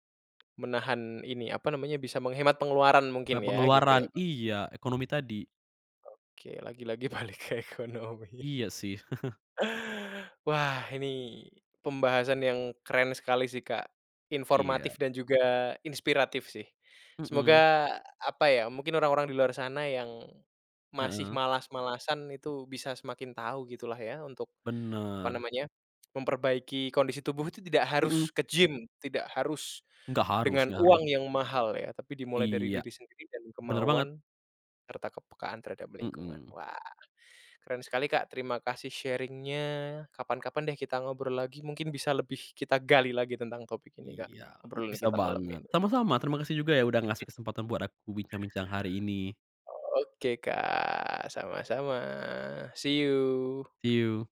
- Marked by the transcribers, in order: tapping; other background noise; laughing while speaking: "balik ke ekonomi"; chuckle; in English: "sharing-nya"; stressed: "gali"; chuckle; drawn out: "Sama-sama"; in English: "see you"; in English: "See you"
- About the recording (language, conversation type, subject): Indonesian, podcast, Bagaimana cara kamu menjaga kebugaran tanpa pergi ke pusat kebugaran?